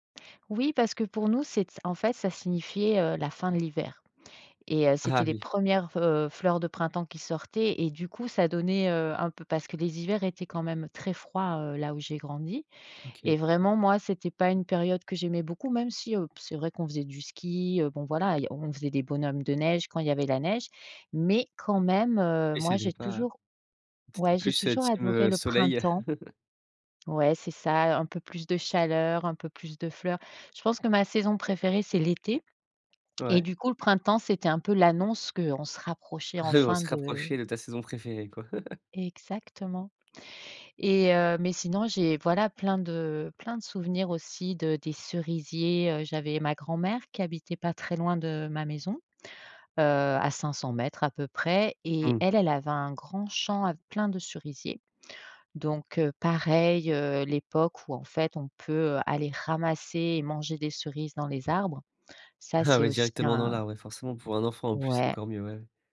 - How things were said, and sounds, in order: chuckle; chuckle; chuckle
- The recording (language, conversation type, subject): French, podcast, Quel souvenir d’enfance lié à la nature te touche encore aujourd’hui ?